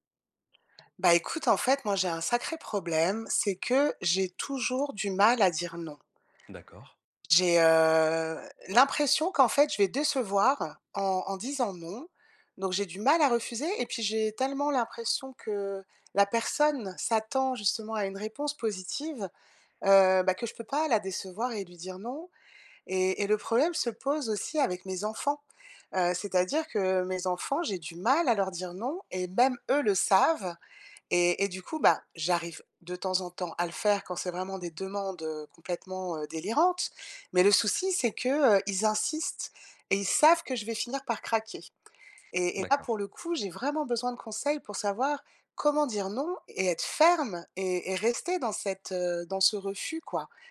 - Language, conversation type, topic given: French, advice, Pourquoi ai-je du mal à dire non aux demandes des autres ?
- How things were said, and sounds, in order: drawn out: "heu"; tapping; stressed: "même"; stressed: "savent"; other background noise; stressed: "ferme"